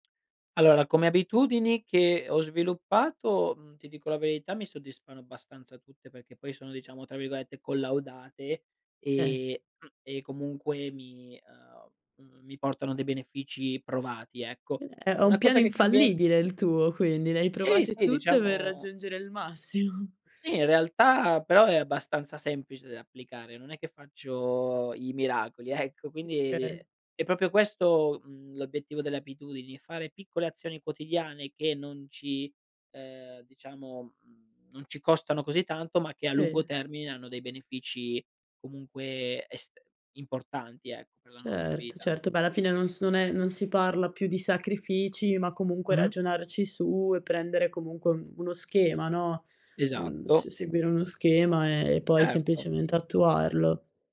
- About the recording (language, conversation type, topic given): Italian, podcast, Come fai a mantenere l’equilibrio tra lavoro e tempo libero?
- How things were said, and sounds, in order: laughing while speaking: "massimo"; drawn out: "faccio"; laughing while speaking: "ecco"